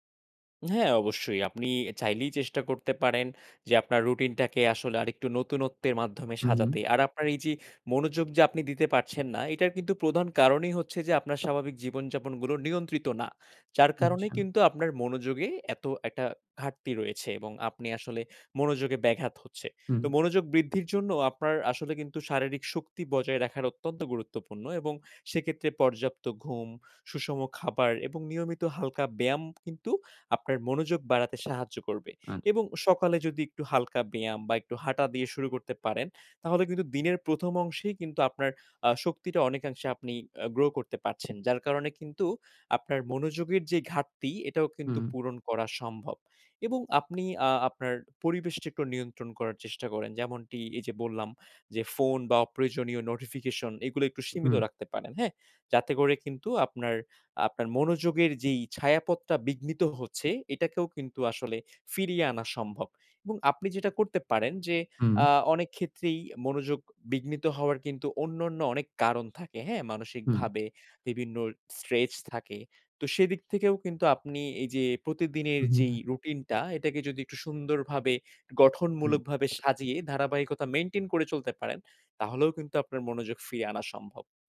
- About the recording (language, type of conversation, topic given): Bengali, advice, কীভাবে আমি দীর্ঘ সময় মনোযোগ ধরে রেখে কর্মশক্তি বজায় রাখতে পারি?
- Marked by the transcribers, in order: tapping; other background noise